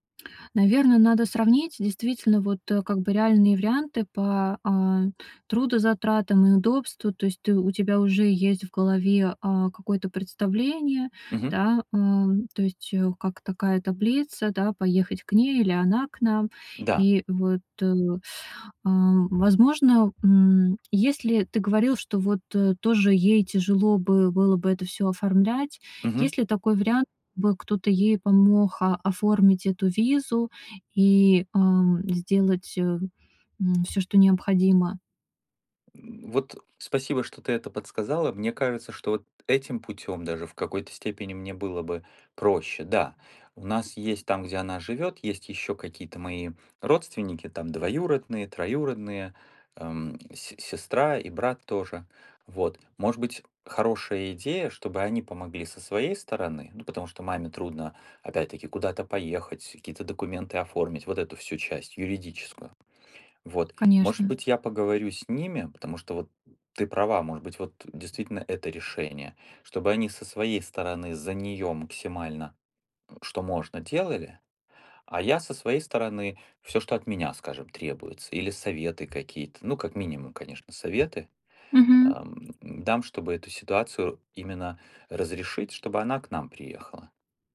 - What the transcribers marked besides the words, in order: tapping; wind; other background noise
- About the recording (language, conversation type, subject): Russian, advice, Как справляться с уходом за пожилым родственником, если неизвестно, как долго это продлится?